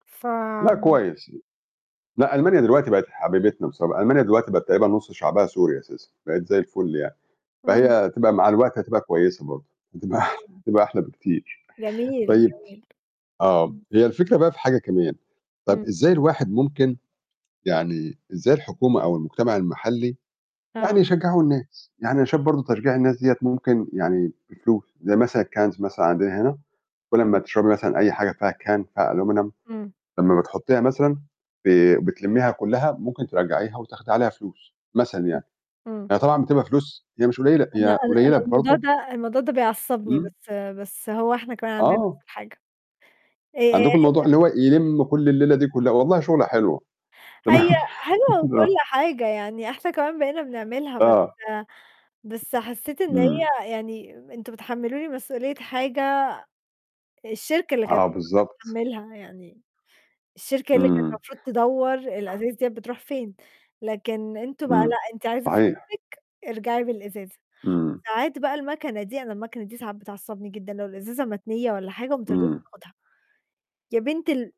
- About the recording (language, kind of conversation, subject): Arabic, unstructured, إزاي نقدر نقلل التلوث في مدينتنا بشكل فعّال؟
- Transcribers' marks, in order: unintelligible speech; chuckle; in English: "الCans"; in English: "Can"; in English: "Aluminum"; distorted speech; laughing while speaking: "تمام"; laugh; tapping